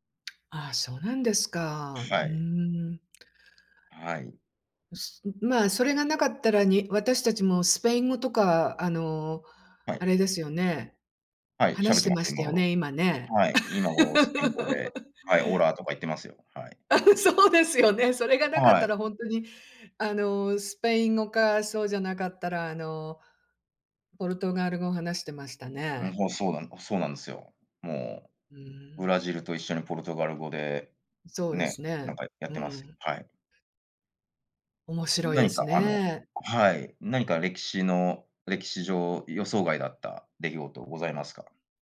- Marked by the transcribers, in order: tapping; other background noise; other noise; in Spanish: "オラー"; laugh; laughing while speaking: "あ、そうですよね"
- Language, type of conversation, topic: Japanese, unstructured, 歴史の中で、特に予想外だった出来事は何ですか？
- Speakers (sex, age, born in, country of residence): female, 60-64, Japan, United States; male, 45-49, Japan, United States